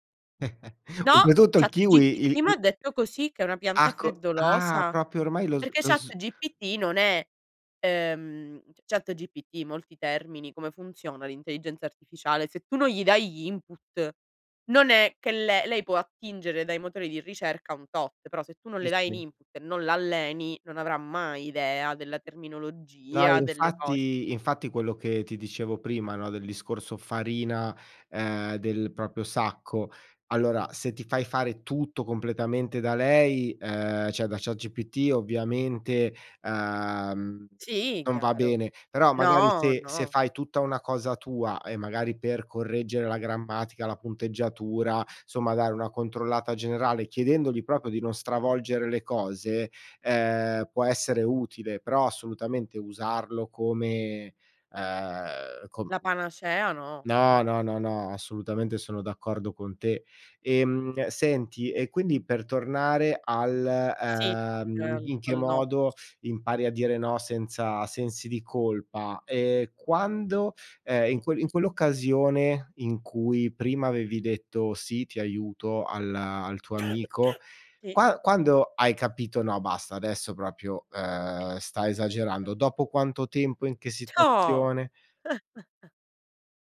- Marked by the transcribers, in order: chuckle; "proprio" said as "propio"; in English: "input"; in English: "input"; "proprio" said as "propio"; cough; "proprio" said as "propio"; chuckle
- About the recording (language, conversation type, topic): Italian, podcast, In che modo impari a dire no senza sensi di colpa?